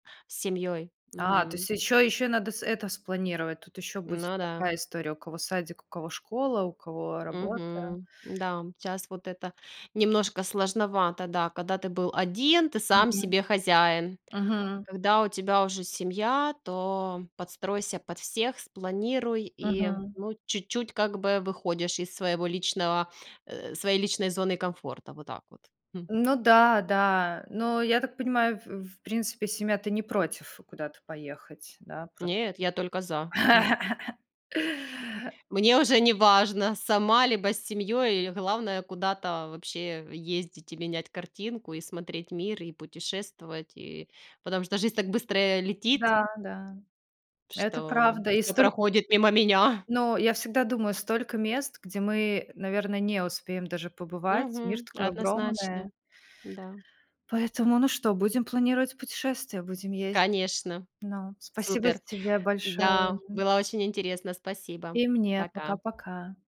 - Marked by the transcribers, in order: tapping; other background noise; other noise; laugh; laughing while speaking: "меня"
- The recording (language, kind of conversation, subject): Russian, unstructured, Какое приключение в твоей жизни было самым запоминающимся?